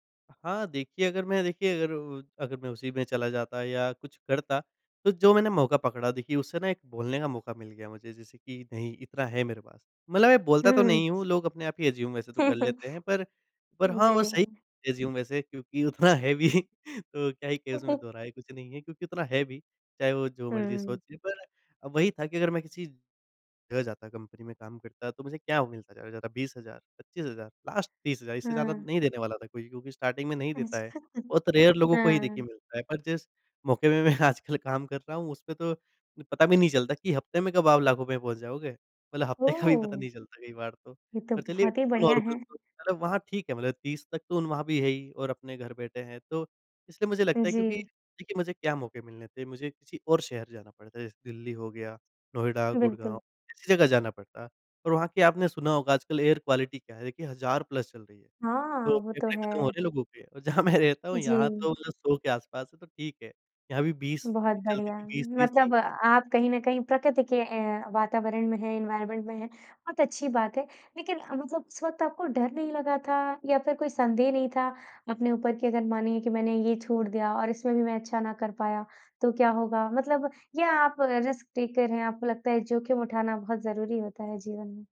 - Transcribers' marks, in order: in English: "एज्यूम"; chuckle; in English: "एज्यूम"; laughing while speaking: "उतना है भी"; chuckle; in English: "लास्ट"; in English: "स्टार्टिंग"; laughing while speaking: "अच्छा"; in English: "रेयर"; laughing while speaking: "मैं आजकल"; laughing while speaking: "हफ्ते का भी"; in English: "नॉर्मल"; in English: "एयर क्वालिटी"; in English: "प्लस"; laughing while speaking: "जहाँ मैं रहता हूँ"; in English: "एनवायरनमेंट"; in English: "रिस्क टेकर"
- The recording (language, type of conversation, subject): Hindi, podcast, क्या कभी किसी मौके ने आपकी पूरी ज़िंदगी का रास्ता बदल दिया?